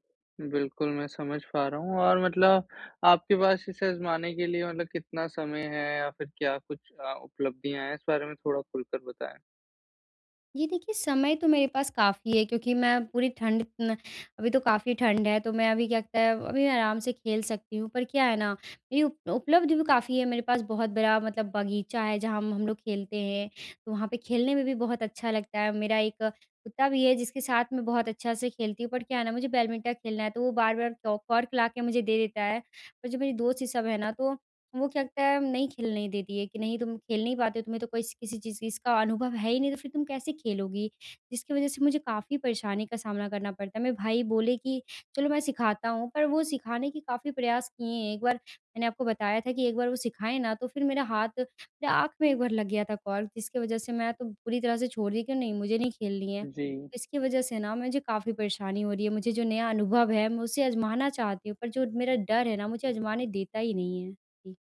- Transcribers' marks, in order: "बैडमिंटन" said as "बैलमिंटर"
- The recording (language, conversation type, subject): Hindi, advice, नए अनुभव आज़माने के डर को कैसे दूर करूँ?